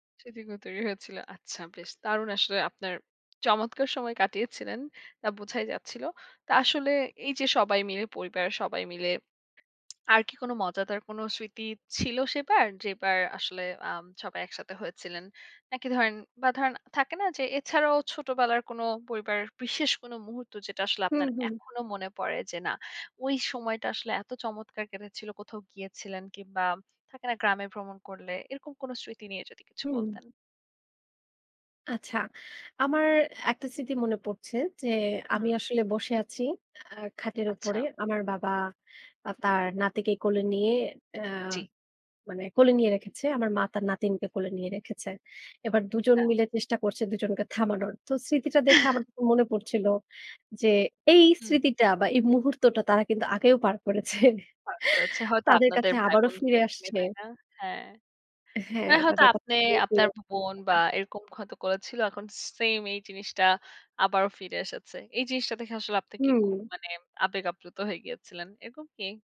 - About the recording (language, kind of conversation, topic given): Bengali, podcast, পরিবারের সঙ্গে আপনার কোনো বিশেষ মুহূর্তের কথা বলবেন?
- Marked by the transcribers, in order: other background noise; tapping; chuckle; chuckle; unintelligible speech